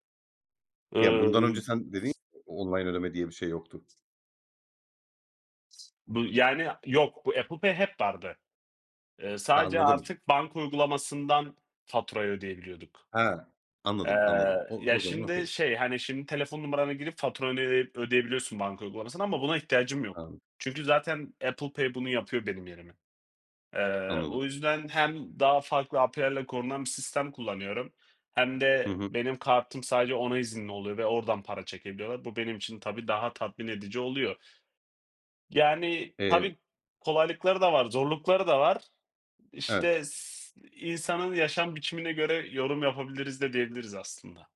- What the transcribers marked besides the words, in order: tapping; other background noise; in English: "okay"
- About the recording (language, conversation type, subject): Turkish, unstructured, Teknoloji ile mahremiyet arasında nasıl bir denge kurulmalı?
- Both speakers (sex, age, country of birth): male, 25-29, Turkey; male, 30-34, Turkey